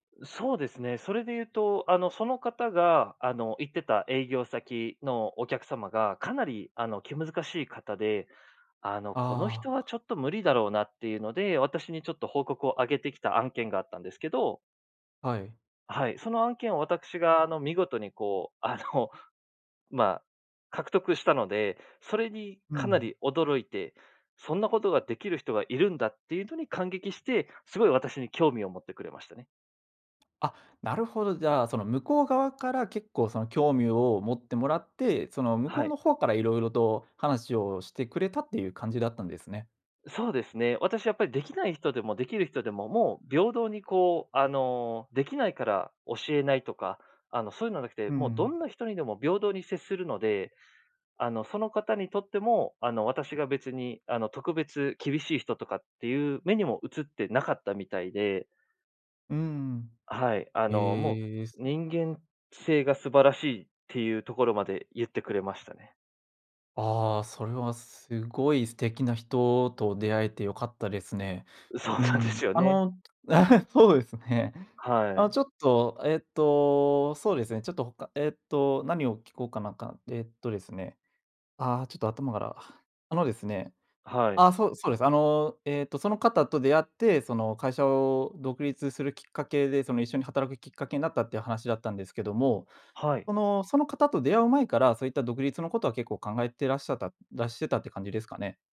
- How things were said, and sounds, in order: laughing while speaking: "あの"; other noise; tapping; chuckle; laughing while speaking: "そうなんですよね"
- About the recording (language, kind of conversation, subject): Japanese, podcast, 偶然の出会いで人生が変わったことはありますか？